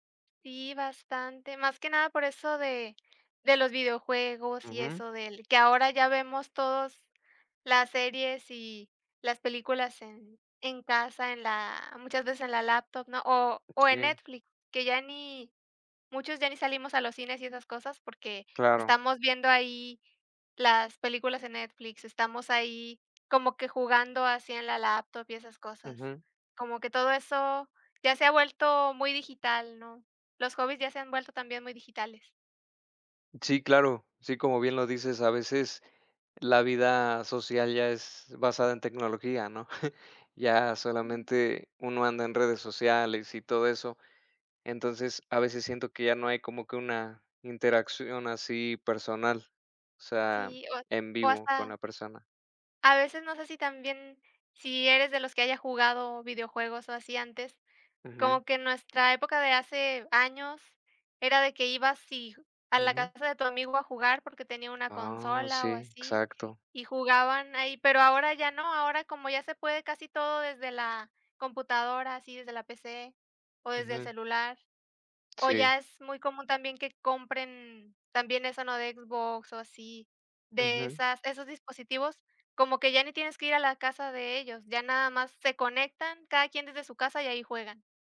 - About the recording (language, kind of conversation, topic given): Spanish, unstructured, ¿Crees que algunos pasatiempos son una pérdida de tiempo?
- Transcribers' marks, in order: other background noise; chuckle; tapping